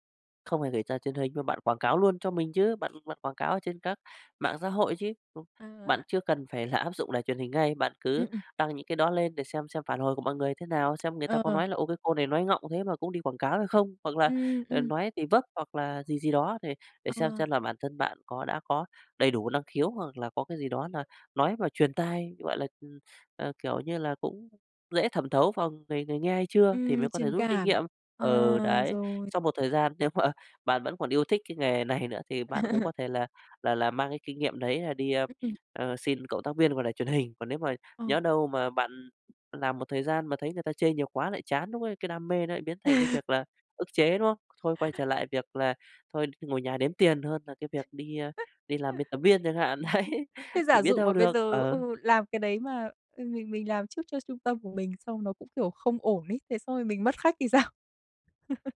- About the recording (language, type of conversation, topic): Vietnamese, advice, Làm sao để không phải giấu đam mê thật mà vẫn giữ được công việc ổn định?
- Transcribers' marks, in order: other background noise; laughing while speaking: "là"; tapping; laughing while speaking: "mà"; laughing while speaking: "này"; laugh; laugh; laugh; laughing while speaking: "đấy"; laughing while speaking: "sao?"; laugh